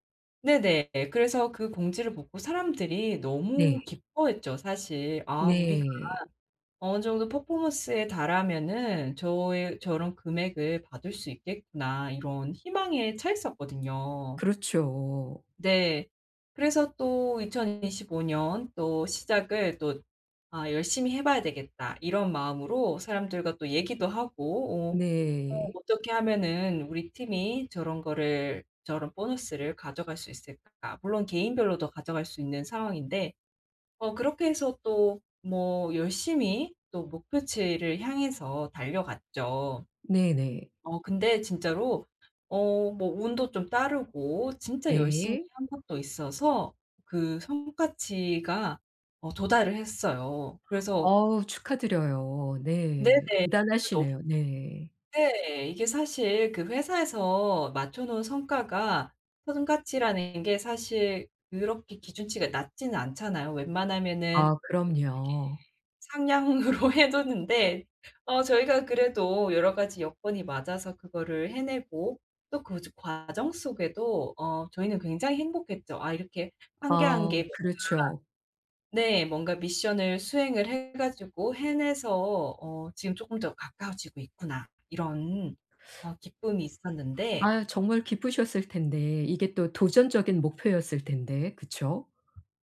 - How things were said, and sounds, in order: tapping; unintelligible speech; other background noise; laughing while speaking: "해 놓는데"; teeth sucking
- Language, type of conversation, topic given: Korean, advice, 직장에서 관행처럼 굳어진 불공정한 처우에 실무적으로 안전하게 어떻게 대응해야 할까요?